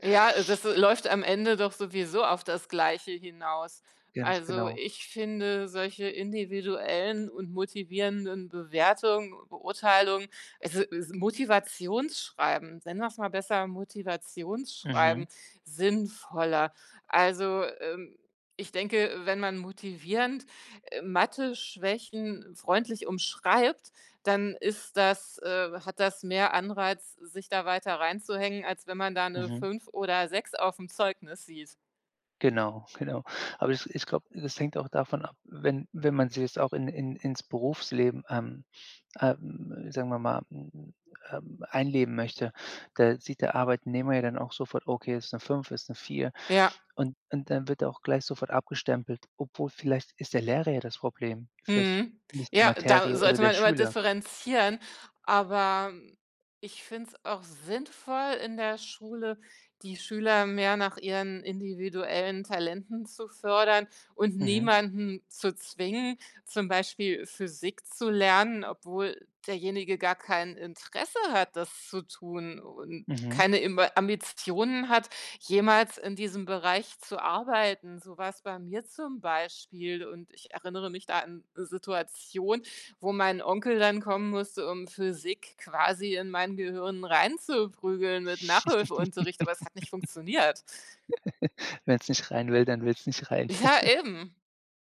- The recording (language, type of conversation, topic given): German, podcast, Wie wichtig sind Noten wirklich für den Erfolg?
- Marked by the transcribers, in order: other background noise; laugh; chuckle